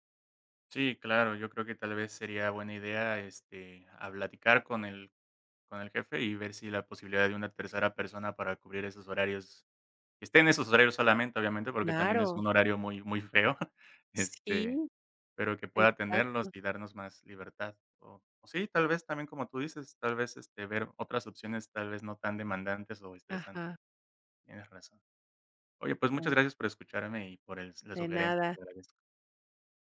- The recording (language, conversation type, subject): Spanish, advice, ¿Cómo puedo dejar de rumiar sobre el trabajo por la noche para conciliar el sueño?
- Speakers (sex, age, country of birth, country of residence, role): female, 50-54, Mexico, Mexico, advisor; male, 30-34, Mexico, Mexico, user
- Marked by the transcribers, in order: chuckle